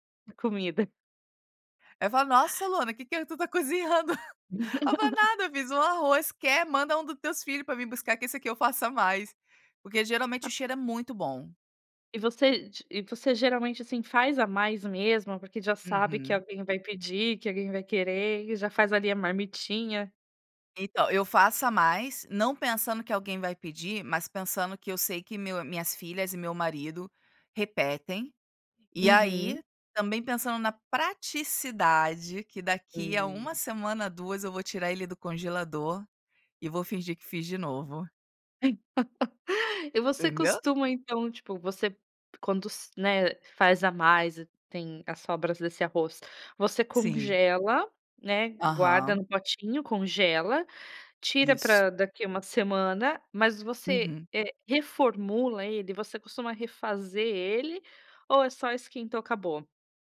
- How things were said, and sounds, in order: chuckle; laugh; laugh
- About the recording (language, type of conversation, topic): Portuguese, podcast, Qual é o seu segredo para fazer arroz soltinho e gostoso?